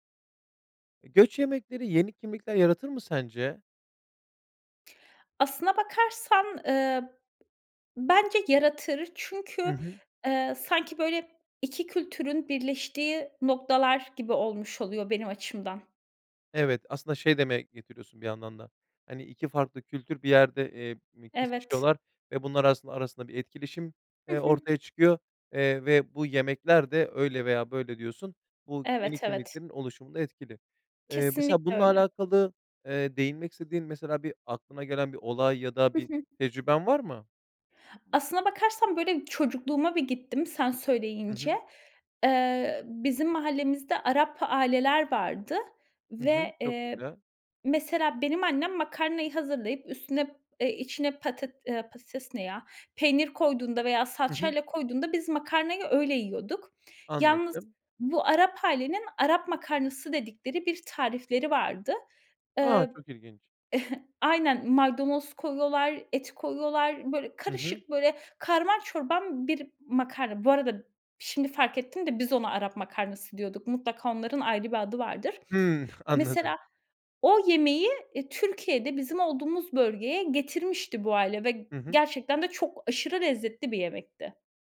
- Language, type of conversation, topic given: Turkish, podcast, Göç yemekleri yeni kimlikler yaratır mı, nasıl?
- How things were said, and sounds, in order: other noise; tapping; other background noise; chuckle; "çorman" said as "çorbam"; chuckle